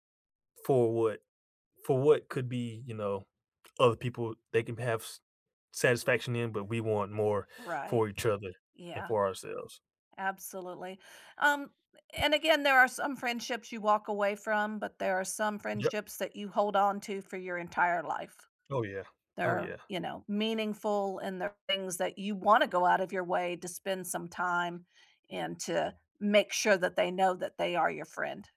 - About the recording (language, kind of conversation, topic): English, unstructured, How do you build friendships as an adult when your schedule and priorities keep changing?
- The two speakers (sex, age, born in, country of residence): female, 55-59, United States, United States; male, 20-24, United States, United States
- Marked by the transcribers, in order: other background noise